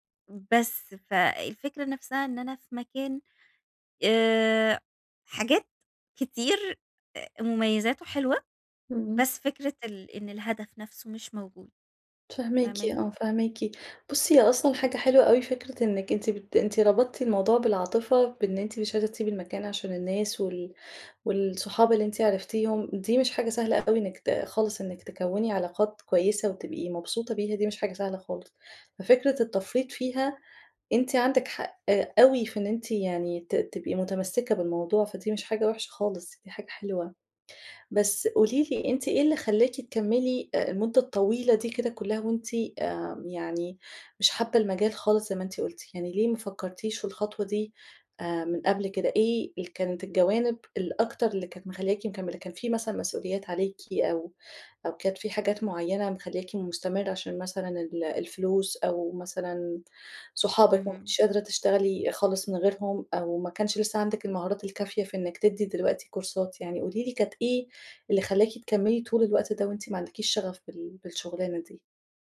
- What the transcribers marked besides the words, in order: other background noise; in English: "كورسات"
- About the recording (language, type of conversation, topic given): Arabic, advice, شعور إن شغلي مالوش معنى